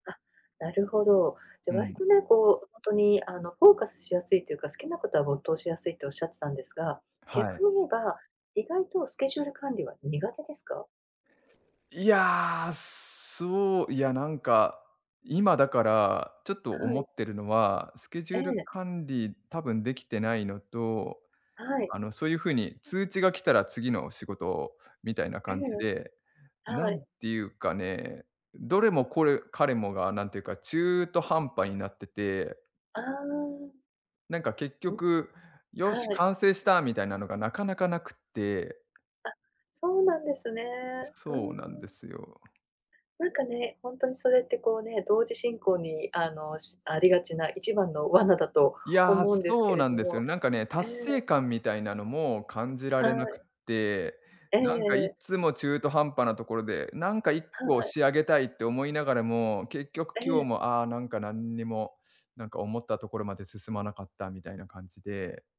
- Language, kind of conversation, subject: Japanese, advice, 小さなミスが増えて自己評価が下がってしまうのはなぜでしょうか？
- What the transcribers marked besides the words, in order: none